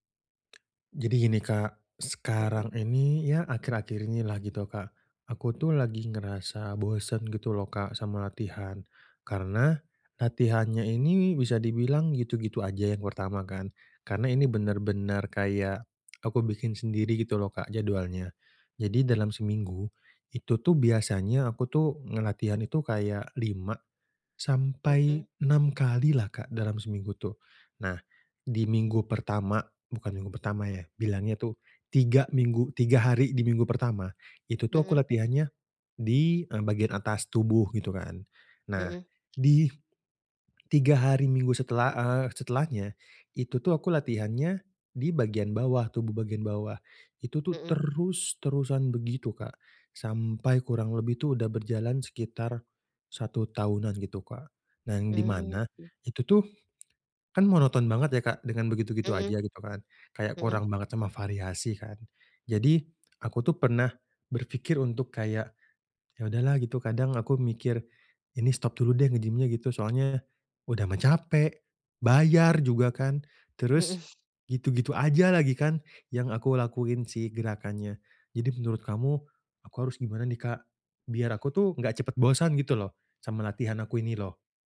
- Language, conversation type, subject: Indonesian, advice, Kenapa saya cepat bosan dan kehilangan motivasi saat berlatih?
- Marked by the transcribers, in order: tapping; snort; other background noise